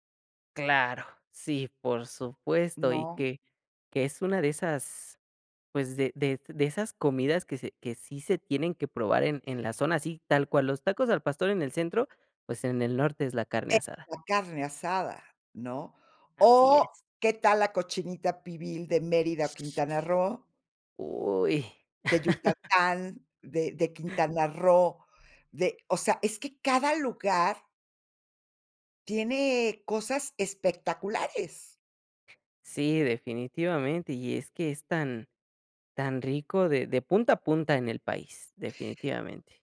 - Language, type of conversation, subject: Spanish, podcast, ¿Qué comida te conecta con tus raíces?
- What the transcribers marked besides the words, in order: teeth sucking; laugh